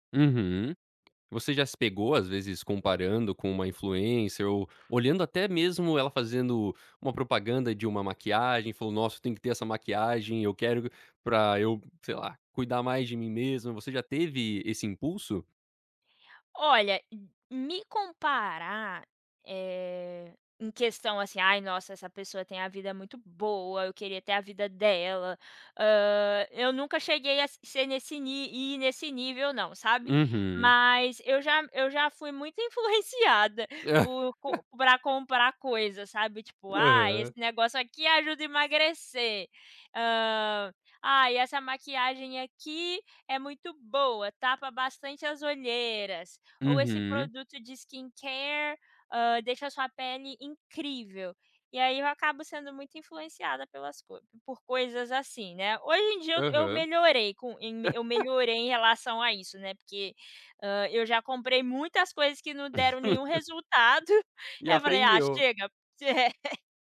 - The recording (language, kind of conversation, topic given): Portuguese, podcast, O que você faz para cuidar da sua saúde mental?
- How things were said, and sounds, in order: tapping; in English: "influencer"; laugh; put-on voice: "skin care"; laugh; laugh; laugh